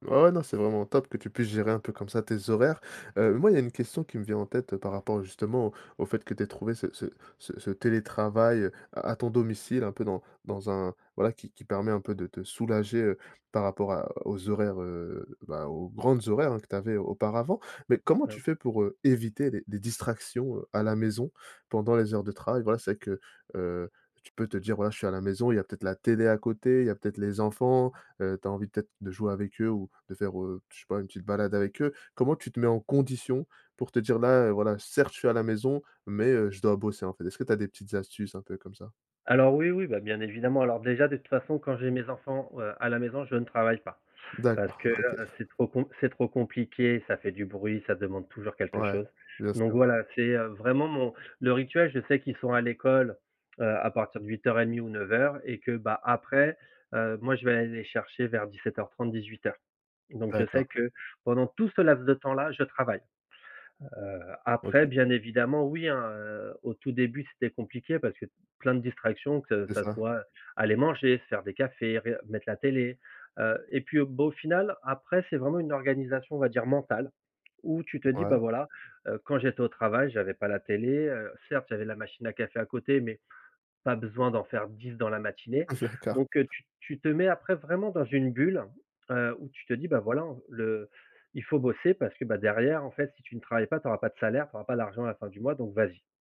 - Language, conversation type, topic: French, podcast, Comment équilibrez-vous travail et vie personnelle quand vous télétravaillez à la maison ?
- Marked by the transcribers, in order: stressed: "éviter"; tapping; unintelligible speech; stressed: "conditions"; other background noise; chuckle